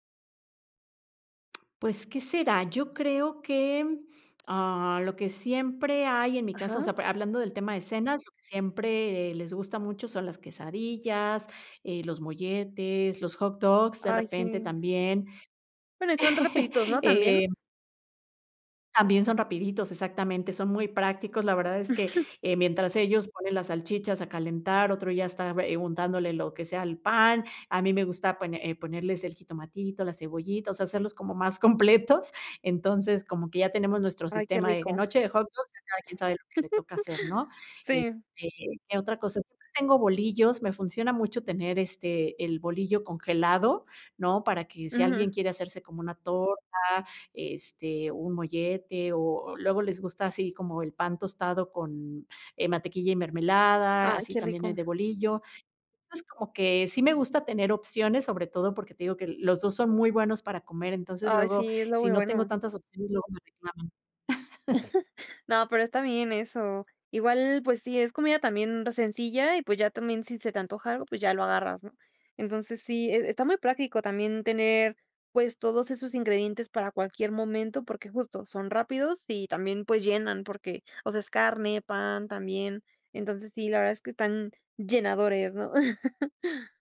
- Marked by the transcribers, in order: chuckle; other background noise; chuckle; laugh; chuckle; laugh
- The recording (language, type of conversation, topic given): Spanish, podcast, ¿Tienes una rutina para preparar la cena?